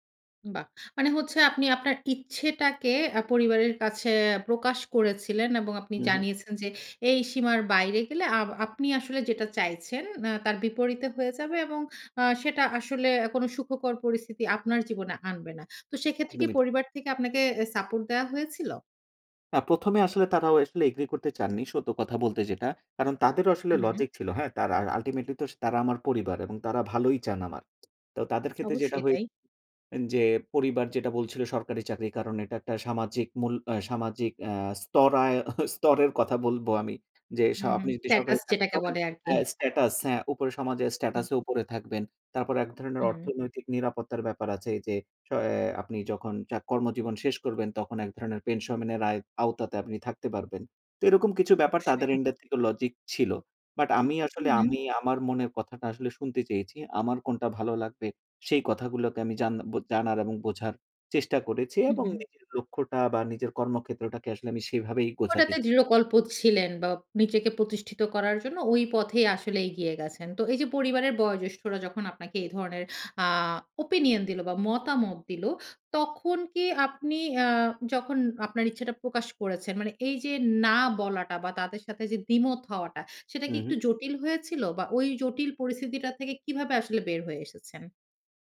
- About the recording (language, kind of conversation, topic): Bengali, podcast, আপনি কীভাবে নিজের সীমা শনাক্ত করেন এবং সেই সীমা মেনে চলেন?
- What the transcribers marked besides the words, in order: in English: "Agree"; in English: "Ultimately"; "পেনশন" said as "পেনশমনের"; in English: "opinion"